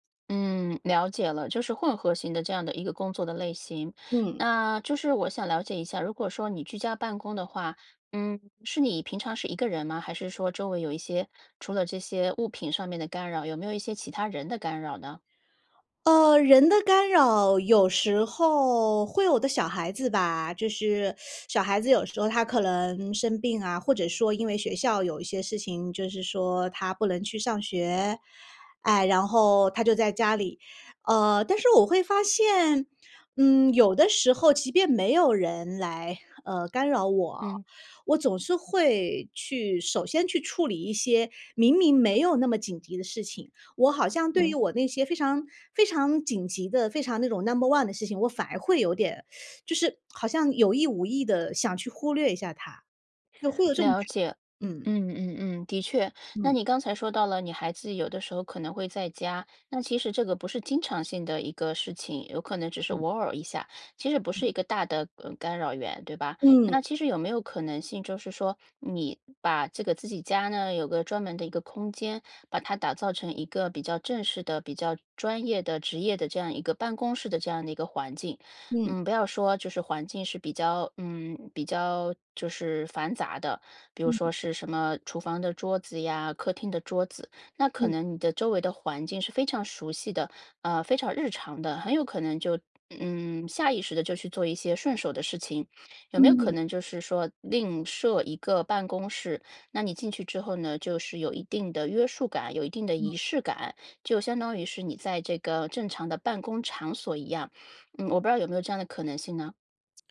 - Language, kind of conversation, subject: Chinese, advice, 我总是拖延重要任务、迟迟无法开始深度工作，该怎么办？
- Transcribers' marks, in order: teeth sucking; in English: "number one"; teeth sucking